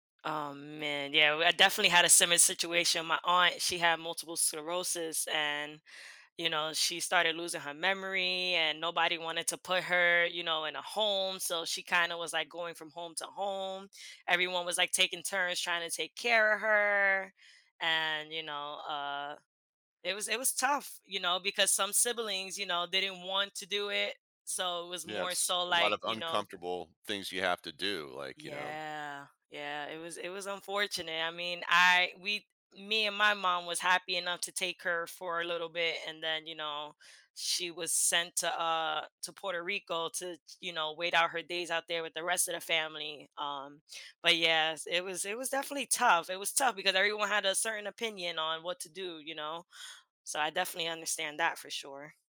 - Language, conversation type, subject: English, unstructured, What helps families stay connected and resilient during difficult times?
- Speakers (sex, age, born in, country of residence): female, 30-34, United States, United States; male, 55-59, United States, United States
- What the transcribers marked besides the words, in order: other background noise